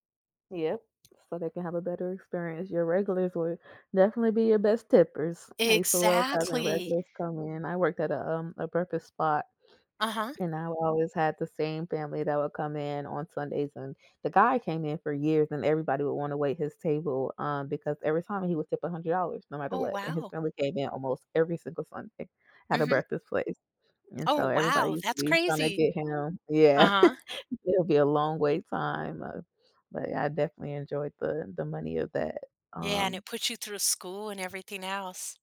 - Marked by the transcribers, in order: tapping; other background noise; chuckle
- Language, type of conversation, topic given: English, unstructured, How have your career goals changed as you've grown and gained experience?
- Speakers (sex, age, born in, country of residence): female, 25-29, United States, United States; female, 65-69, United States, United States